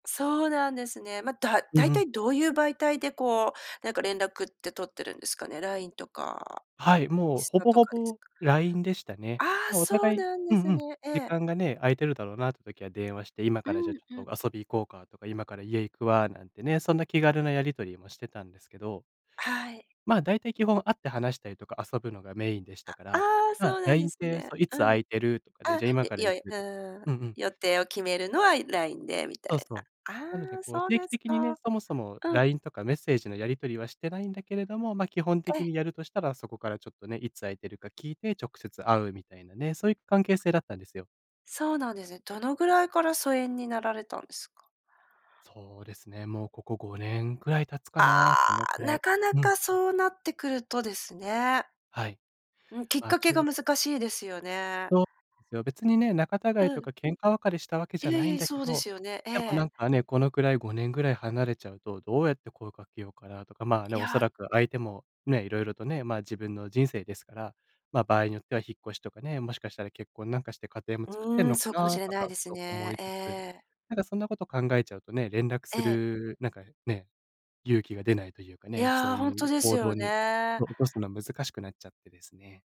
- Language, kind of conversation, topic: Japanese, advice, 長年付き合いのある友人と、いつの間にか疎遠になってしまったのはなぜでしょうか？
- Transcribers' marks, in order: other background noise